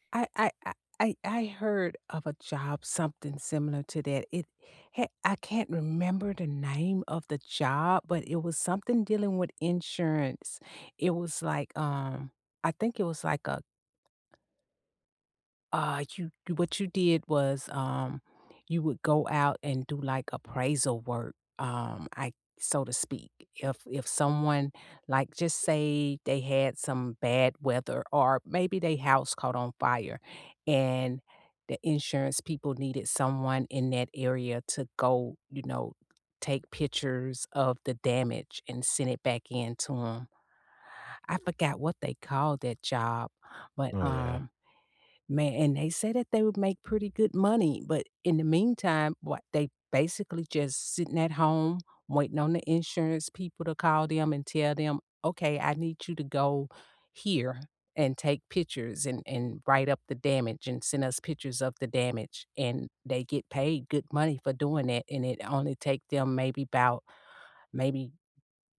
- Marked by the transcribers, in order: tapping
- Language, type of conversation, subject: English, unstructured, What do you think about remote work becoming so common?
- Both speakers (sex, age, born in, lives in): female, 55-59, United States, United States; male, 20-24, United States, United States